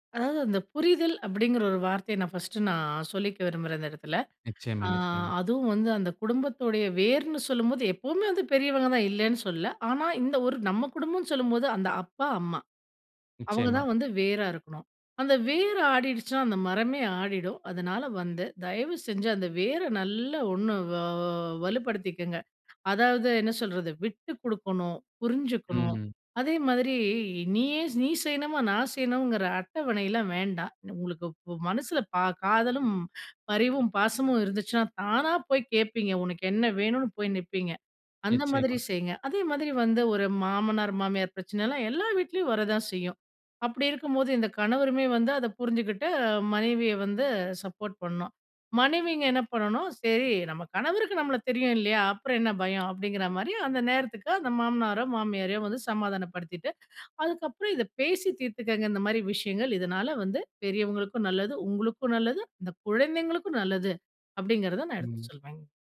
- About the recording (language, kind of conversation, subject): Tamil, podcast, குடும்பம் உங்கள் நோக்கத்தை எப்படி பாதிக்கிறது?
- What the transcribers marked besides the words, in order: drawn out: "வ"; other noise